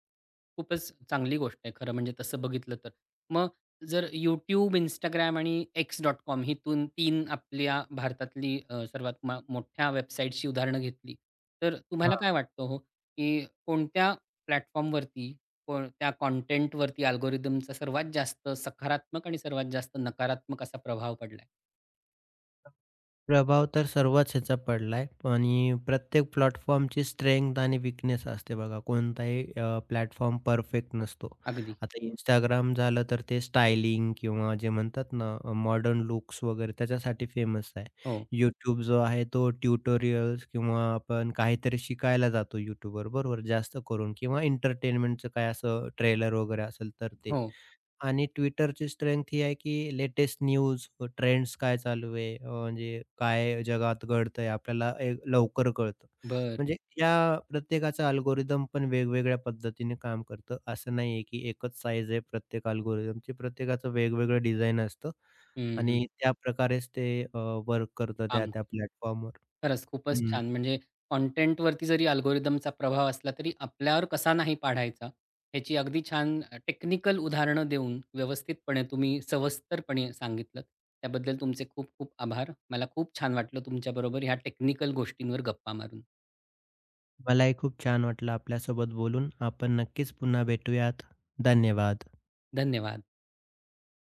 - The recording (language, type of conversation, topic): Marathi, podcast, सामग्रीवर शिफारस-यंत्रणेचा प्रभाव तुम्हाला कसा जाणवतो?
- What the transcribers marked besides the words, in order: tapping; in English: "प्लॅटफॉर्मवरती"; in English: "अल्गोरिदमचा"; other background noise; in English: "प्लॅटफॉर्मची स्ट्रेंग्थ"; in English: "प्लॅटफॉर्म"; in English: "अल्गोरिदम"; in English: "अल्गोरिदमची"; in English: "प्लॅटफॉर्मवर"; in English: "अल्गोरिदमचा"